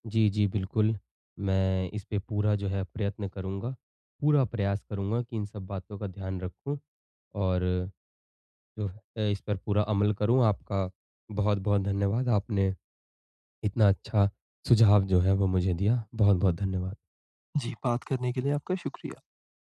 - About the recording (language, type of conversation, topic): Hindi, advice, सीमित संसाधनों के बावजूद मैं अपनी रचनात्मकता कैसे बढ़ा सकता/सकती हूँ?
- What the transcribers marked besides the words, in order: none